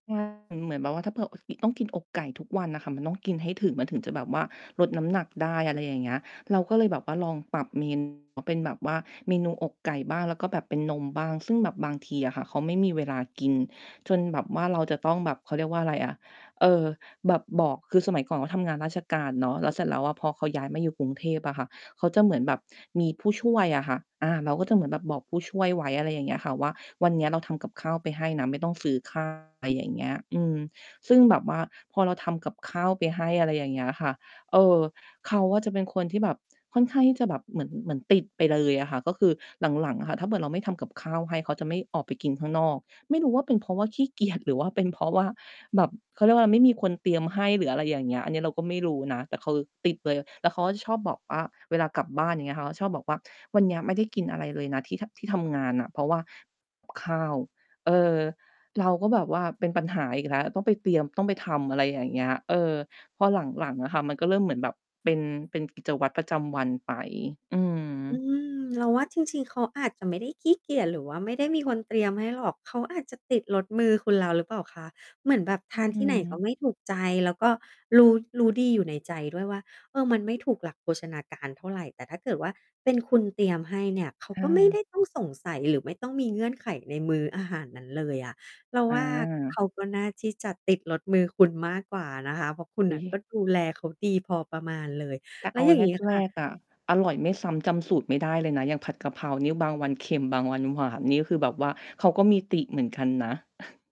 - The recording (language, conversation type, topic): Thai, podcast, มีมื้ออาหารไหนที่คุณทำขึ้นมาเพราะอยากดูแลใครสักคนบ้าง?
- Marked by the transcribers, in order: distorted speech; chuckle